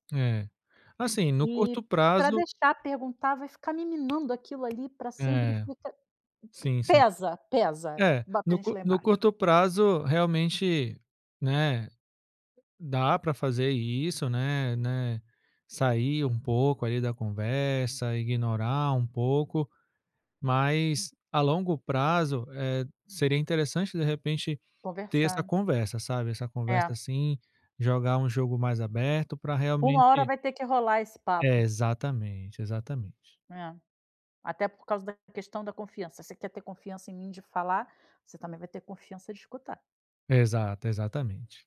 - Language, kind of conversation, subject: Portuguese, advice, Como posso lidar com críticas destrutivas sem deixar que me afetem demais?
- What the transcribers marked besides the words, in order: tapping